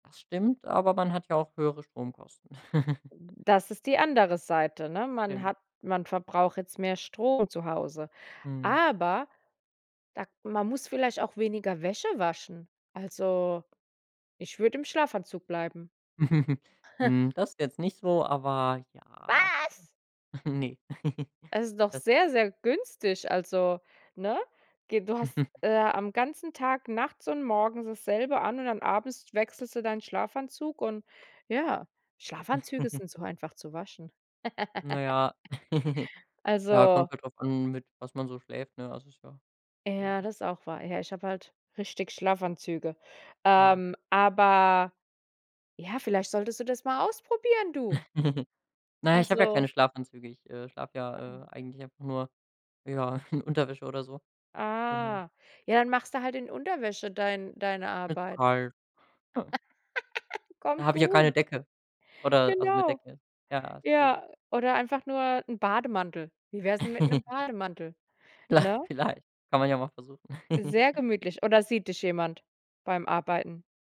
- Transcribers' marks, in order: giggle; stressed: "aber"; chuckle; giggle; put-on voice: "Was?"; drawn out: "ja"; giggle; giggle; chuckle; giggle; giggle; other noise; laughing while speaking: "ja"; drawn out: "Ah"; laugh; giggle; laughing while speaking: "La"; giggle
- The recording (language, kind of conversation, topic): German, podcast, Wann hast du etwas riskiert und es hat sich gelohnt?